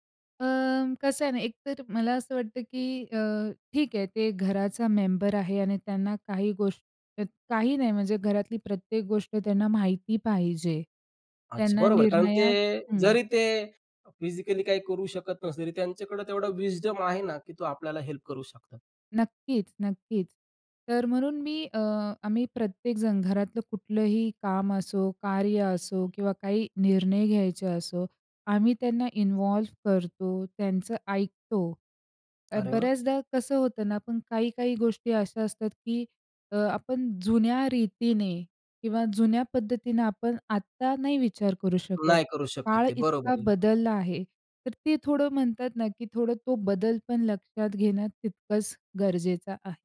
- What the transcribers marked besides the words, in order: tapping; in English: "विस्डम"; in English: "हेल्प"; other noise
- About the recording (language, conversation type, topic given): Marathi, podcast, वृद्धांना सन्मान देण्याची तुमची घरगुती पद्धत काय आहे?